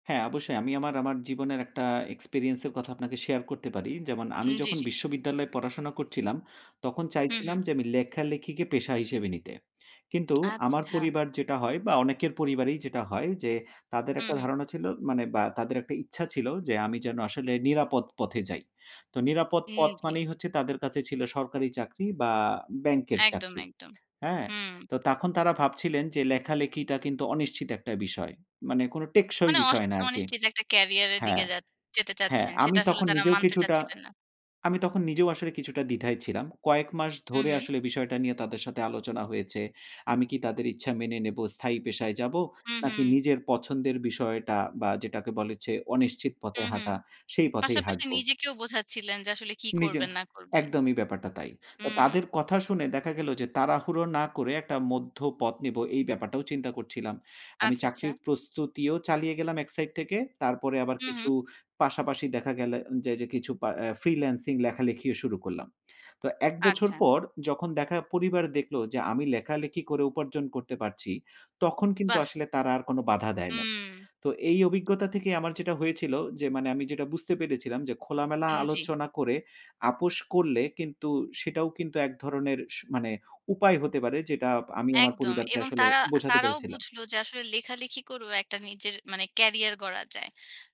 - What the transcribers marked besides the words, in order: teeth sucking
- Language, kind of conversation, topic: Bengali, podcast, পরিবারের ইচ্ছা আর নিজের ইচ্ছেকে কীভাবে মিলিয়ে নেবেন?
- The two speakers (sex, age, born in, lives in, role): female, 30-34, Bangladesh, Bangladesh, host; male, 35-39, Bangladesh, Finland, guest